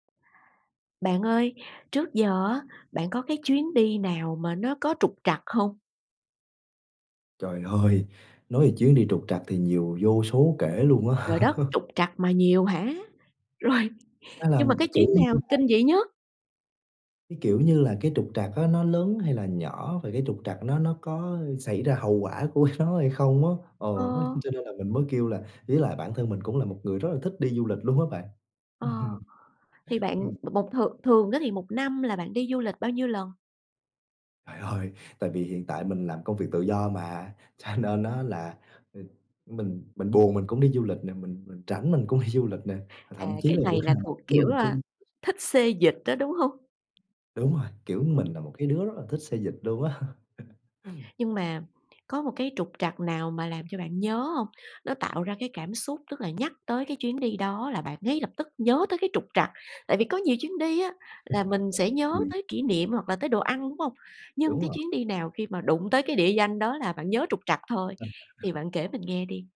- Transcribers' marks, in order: laughing while speaking: "á!"; laugh; laughing while speaking: "Rồi"; laughing while speaking: "nó"; laughing while speaking: "Ừm"; laughing while speaking: "cho"; laughing while speaking: "cũng đi"; laughing while speaking: "á"; laugh; tapping; laugh; unintelligible speech
- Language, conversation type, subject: Vietnamese, podcast, Bạn có thể kể về một chuyến đi gặp trục trặc nhưng vẫn rất đáng nhớ không?